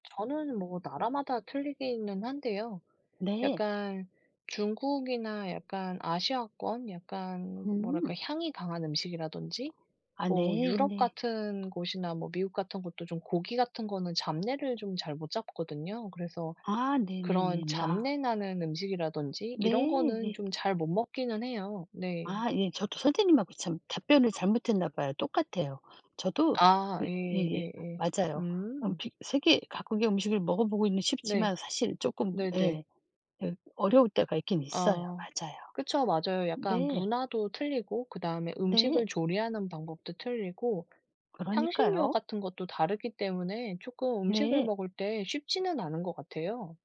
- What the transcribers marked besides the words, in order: tapping; other background noise
- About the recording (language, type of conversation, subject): Korean, unstructured, 여행 중에 현지 음식을 먹어본 적이 있나요, 그리고 어땠나요?
- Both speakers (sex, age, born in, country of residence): female, 35-39, South Korea, South Korea; female, 60-64, South Korea, South Korea